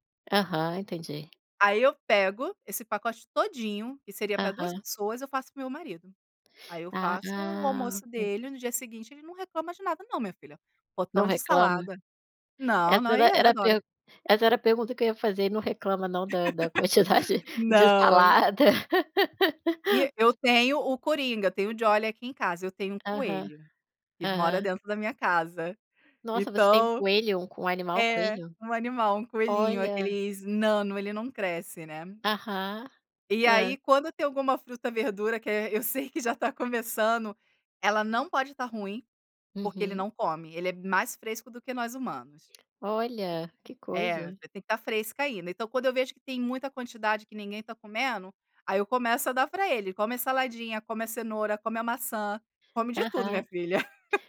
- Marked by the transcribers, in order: laugh; laughing while speaking: "quantidade de salada"; tapping; laugh
- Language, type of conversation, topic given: Portuguese, podcast, Como você evita desperdício na cozinha do dia a dia?